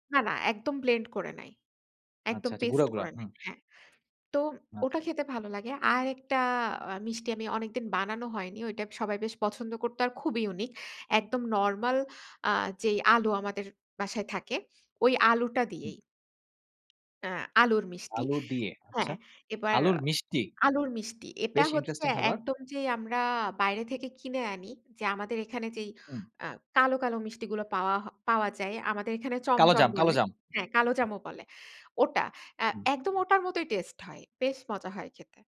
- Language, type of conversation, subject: Bengali, podcast, আপনি সাপ্তাহিক রান্নার পরিকল্পনা কীভাবে করেন?
- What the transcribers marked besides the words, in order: tapping